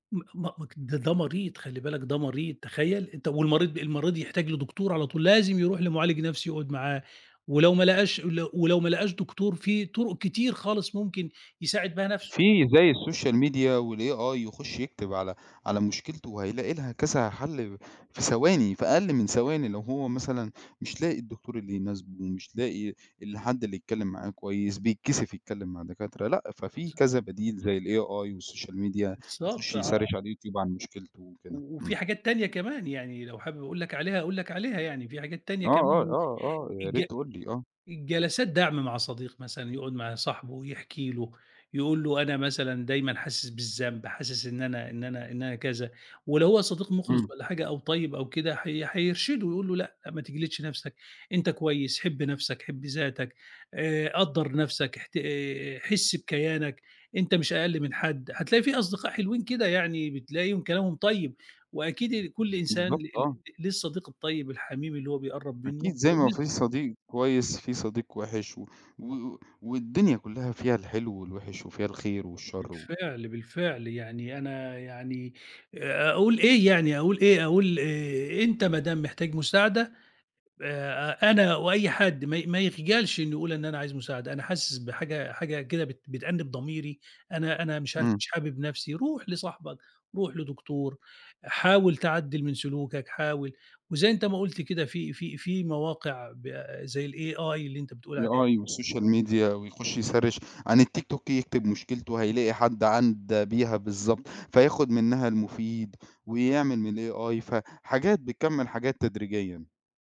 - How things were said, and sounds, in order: unintelligible speech; in English: "الsocial media والAI"; in English: "الAI والsocial media"; other noise; tapping; in English: "يsearch"; unintelligible speech; in English: "الAI"; in English: "AI والsocial media"; in English: "يsearch"; "عدّا" said as "عندا"; in English: "الAI"
- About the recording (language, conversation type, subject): Arabic, podcast, إزاي أتعلم أحب نفسي أكتر؟
- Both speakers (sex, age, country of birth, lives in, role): male, 45-49, Egypt, Egypt, host; male, 50-54, Egypt, Egypt, guest